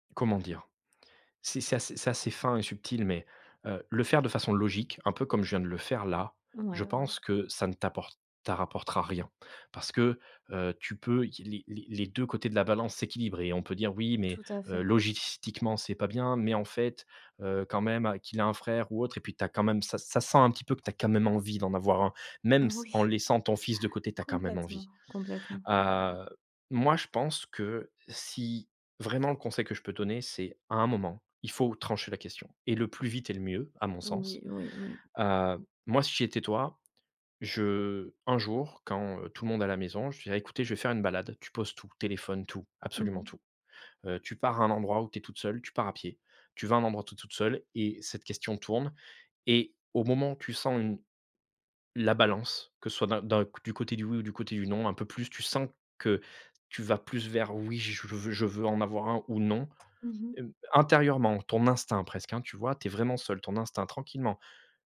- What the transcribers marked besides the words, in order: chuckle; stressed: "la balance"; tapping
- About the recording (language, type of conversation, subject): French, advice, Faut-il avoir un enfant maintenant ou attendre ?